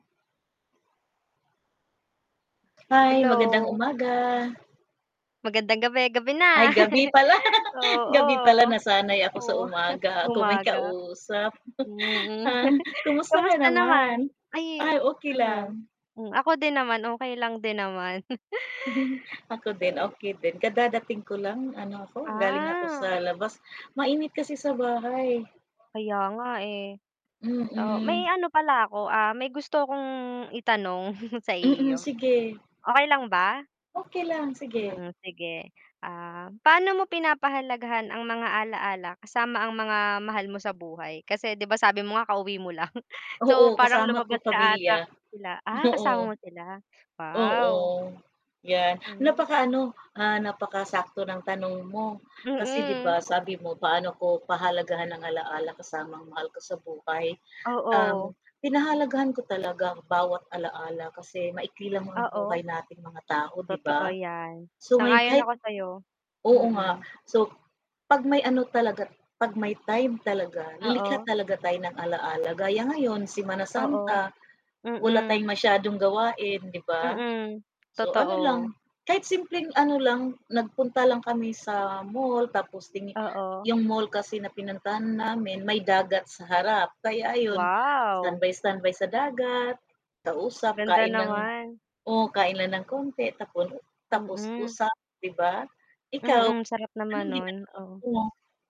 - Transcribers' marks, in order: tapping; mechanical hum; other background noise; laugh; chuckle; distorted speech; scoff; chuckle; chuckle; scoff; chuckle; chuckle; static; laughing while speaking: "Oo"
- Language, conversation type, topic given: Filipino, unstructured, Paano mo pinapahalagahan ang mga alaala kasama ang mga mahal sa buhay?